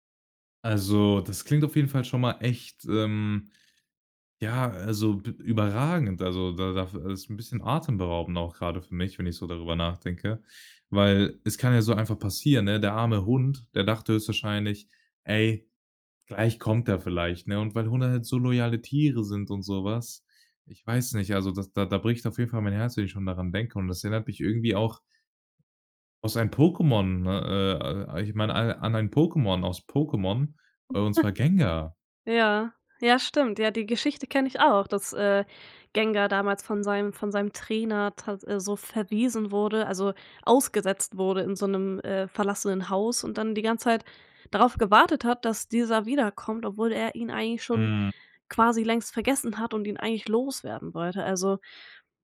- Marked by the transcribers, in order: other background noise; chuckle
- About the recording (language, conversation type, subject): German, podcast, Was macht einen Film wirklich emotional?